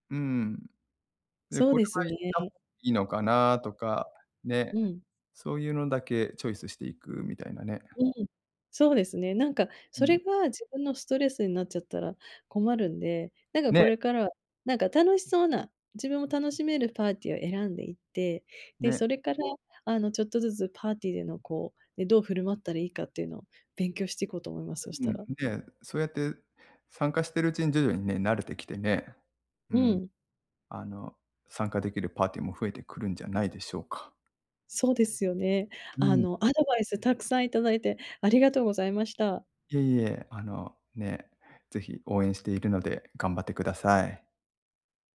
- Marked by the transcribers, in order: tapping
- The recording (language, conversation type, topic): Japanese, advice, パーティーで居心地が悪いとき、どうすれば楽しく過ごせますか？